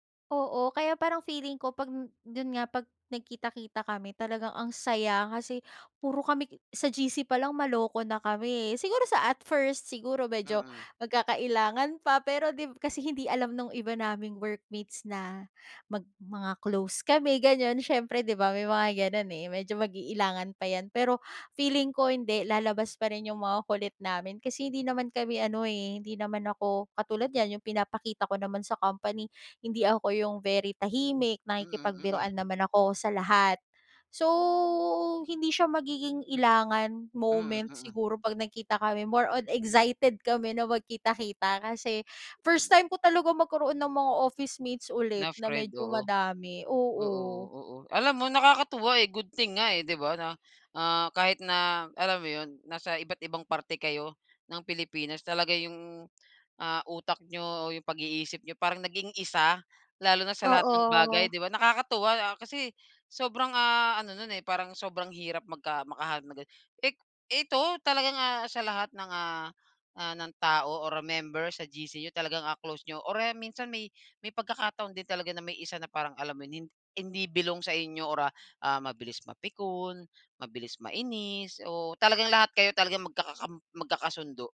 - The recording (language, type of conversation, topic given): Filipino, podcast, Ano ang masasabi mo tungkol sa epekto ng mga panggrupong usapan at pakikipag-chat sa paggamit mo ng oras?
- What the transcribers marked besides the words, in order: in English: "at first"; in English: "workmates"; wind; in English: "moments"; in English: "more on excited"; in English: "officemates"; in English: "good thing"; in English: "belong"